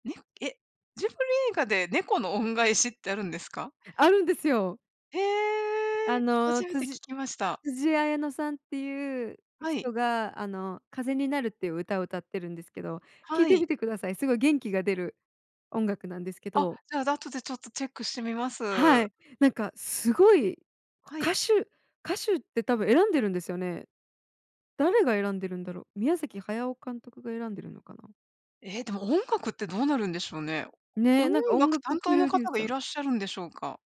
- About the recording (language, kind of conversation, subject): Japanese, unstructured, 好きな音楽のジャンルは何ですか？その理由も教えてください。
- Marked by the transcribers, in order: none